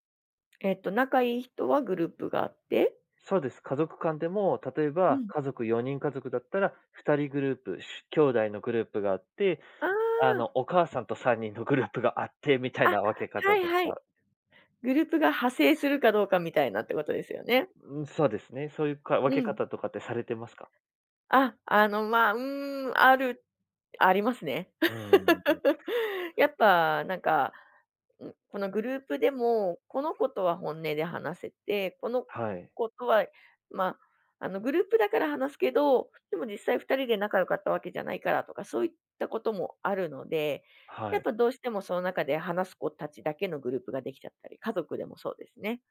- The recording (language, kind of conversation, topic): Japanese, podcast, デジタル疲れと人間関係の折り合いを、どのようにつければよいですか？
- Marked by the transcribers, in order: laughing while speaking: "グループがあってみたいな分け方とか"; laugh